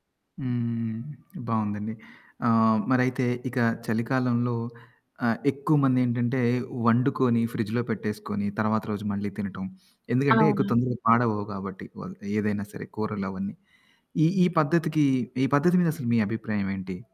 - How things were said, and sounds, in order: static; background speech; in English: "ఫ్రిడ్జ్‌లో"; other background noise; distorted speech; unintelligible speech
- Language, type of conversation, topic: Telugu, podcast, సీజన్లు మారుతున్నప్పుడు మన ఆహార అలవాట్లు ఎలా మారుతాయి?